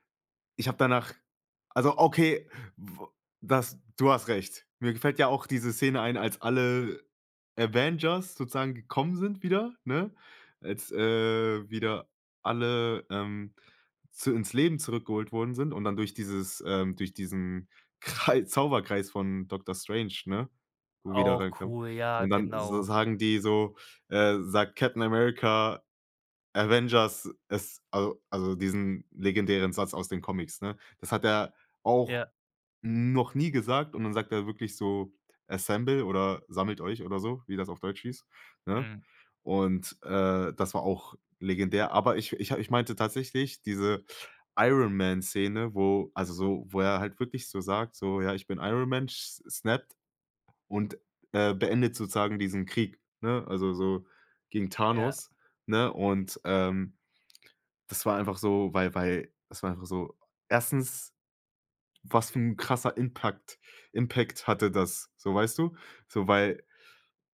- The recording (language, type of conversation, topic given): German, podcast, Welche Filmszene kannst du nie vergessen, und warum?
- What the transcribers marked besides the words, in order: in English: "Assemble"; in English: "snappt"; in English: "Impakt Impact"; "Impact-" said as "Impakt"